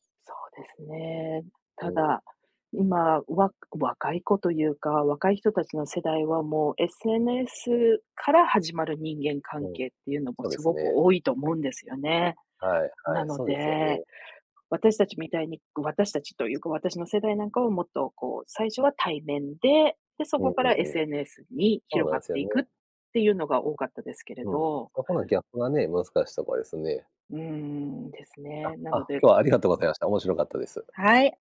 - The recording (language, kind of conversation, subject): Japanese, unstructured, SNSは人間関係にどのような影響を与えていると思いますか？
- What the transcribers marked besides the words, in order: other background noise